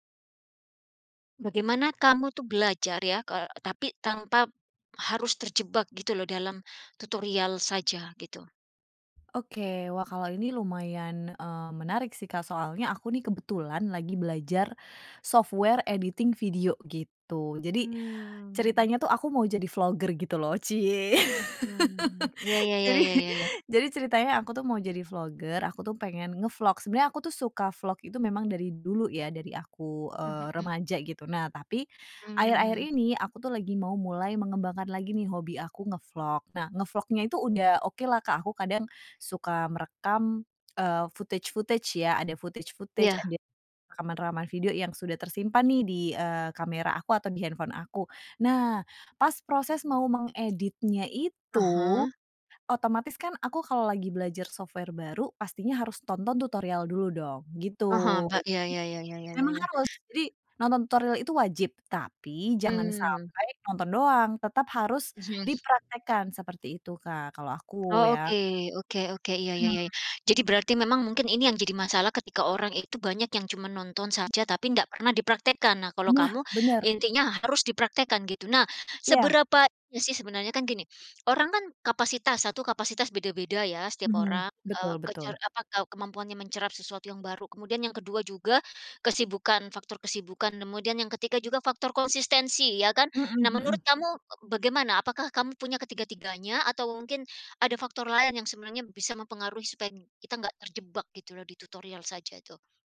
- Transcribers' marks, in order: in English: "software editing video"; drawn out: "Mmm"; laugh; laughing while speaking: "Jadi"; in English: "footage-footage"; in English: "footage-footage"; other background noise; in English: "software"; tapping
- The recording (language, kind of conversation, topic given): Indonesian, podcast, Bagaimana cara Anda belajar hal baru tanpa terjebak hanya menonton tutorial?